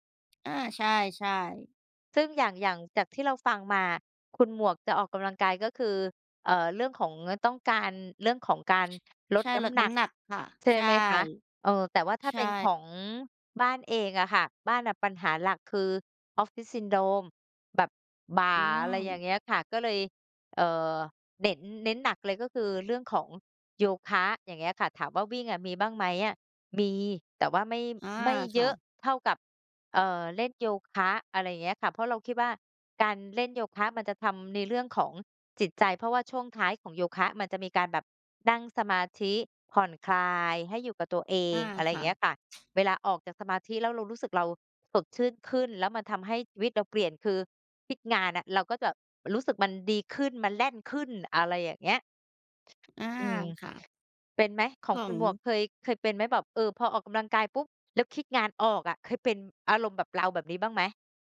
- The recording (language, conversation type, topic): Thai, unstructured, คุณคิดว่าการออกกำลังกายช่วยเปลี่ยนชีวิตได้จริงไหม?
- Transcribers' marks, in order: tapping; other background noise